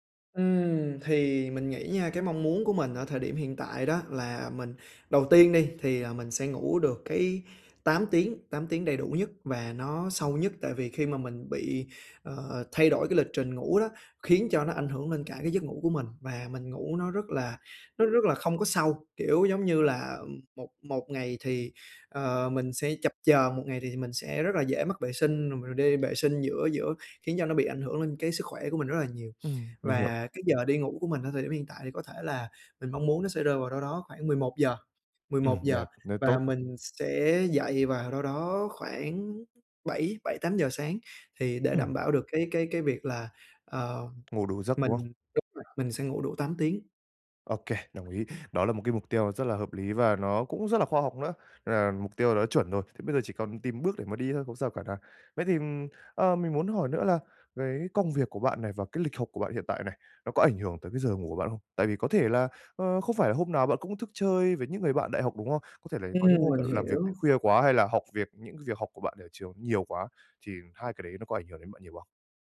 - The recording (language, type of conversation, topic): Vietnamese, advice, Làm thế nào để duy trì lịch ngủ ổn định mỗi ngày?
- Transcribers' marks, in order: other background noise